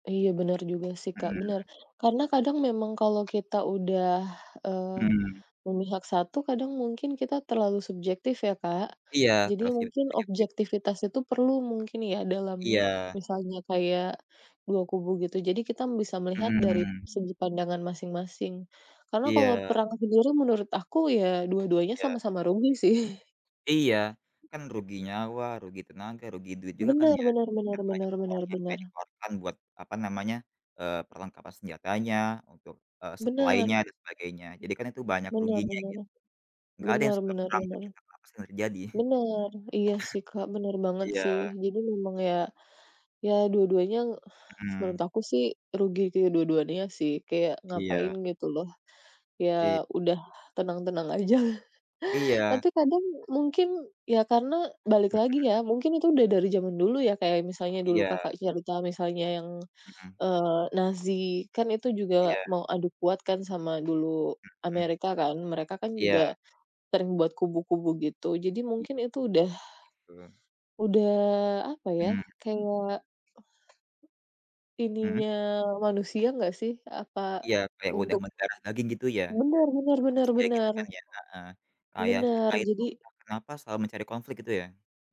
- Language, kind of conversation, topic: Indonesian, unstructured, Mengapa propaganda sering digunakan dalam perang dan politik?
- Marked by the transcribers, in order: unintelligible speech; other background noise; laughing while speaking: "sih"; tapping; chuckle; laughing while speaking: "aja"; chuckle; unintelligible speech